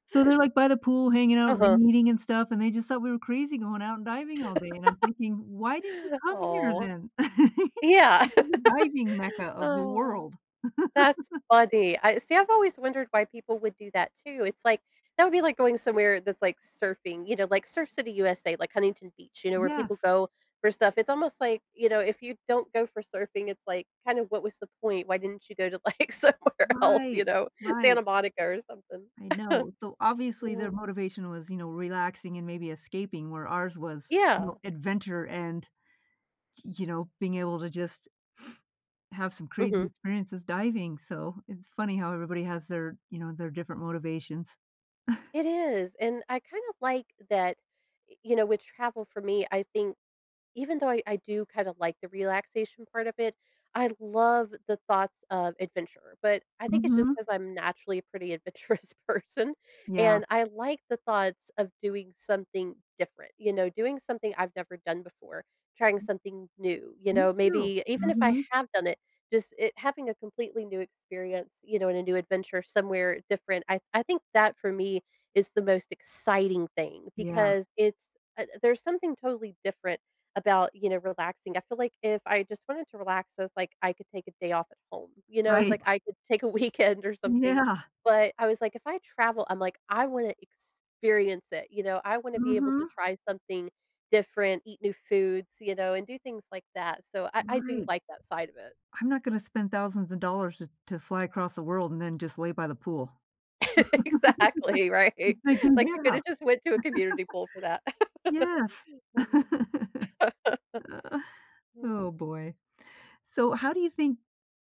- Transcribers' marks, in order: laugh; laugh; sigh; giggle; laugh; laughing while speaking: "like, somewhere else, you know"; chuckle; chuckle; laughing while speaking: "adventurous person"; other background noise; laughing while speaking: "Right"; laughing while speaking: "a weekend"; laughing while speaking: "Yeah"; stressed: "experience"; laugh; laughing while speaking: "Exactly, right?"; laugh; laughing while speaking: "I can"; laugh; sigh; laugh; sigh; chuckle; sigh
- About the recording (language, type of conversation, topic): English, podcast, How does exploring new places impact the way we see ourselves and the world?